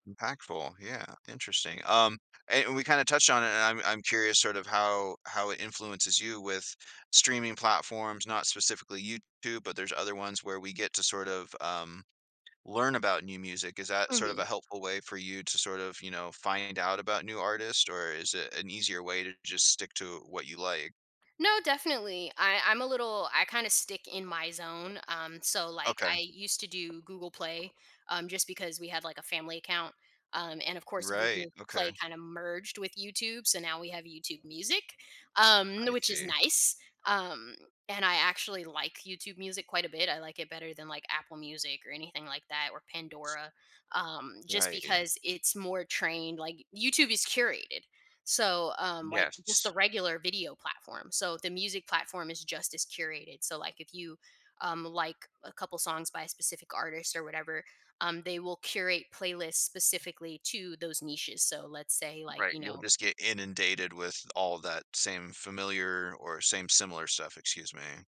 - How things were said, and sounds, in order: other background noise
- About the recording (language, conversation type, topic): English, podcast, How do early experiences shape our lifelong passion for music?
- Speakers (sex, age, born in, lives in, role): female, 30-34, United States, United States, guest; male, 40-44, Canada, United States, host